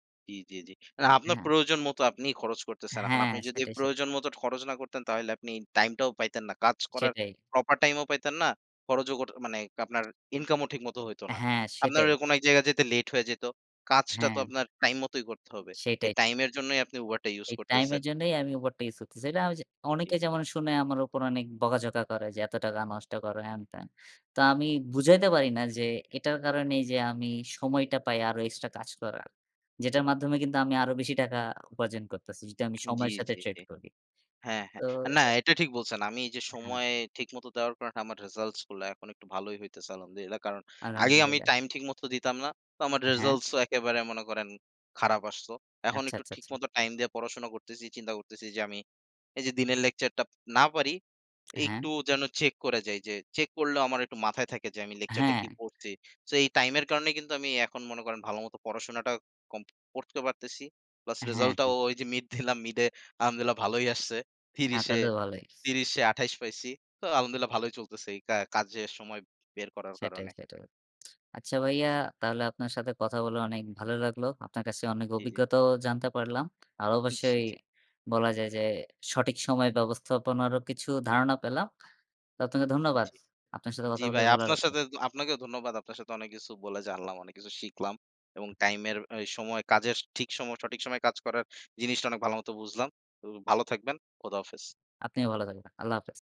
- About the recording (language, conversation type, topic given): Bengali, unstructured, কাজের জন্য সঠিক সময় ব্যবস্থাপনা কীভাবে করবেন?
- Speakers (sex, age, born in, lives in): male, 20-24, Bangladesh, Bangladesh; male, 20-24, Bangladesh, Bangladesh
- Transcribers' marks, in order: "তাহলে" said as "তাইলে"; in English: "proper time"; "খরচও" said as "খরোজো"; "আপনার" said as "কাপনার"; in English: "income"; stressed: "বুঝাইতে"; in English: "trade"; in English: "results"; in Arabic: "الحمد لله"; in Arabic: "الحمد لله"; in English: "results"; in English: "lecture"; "টা" said as "টাপ"; in English: "lecture"; in English: "plus result"; in English: "mid"; scoff; in English: "mid"; in Arabic: "আলহামদুলিল্লাহ্"; other noise; in Arabic: "الحمد لله"; lip smack; "আপনাকে" said as "আতনাকে"; "কাজের" said as "কাজেস"; in Arabic: "الله حافظ"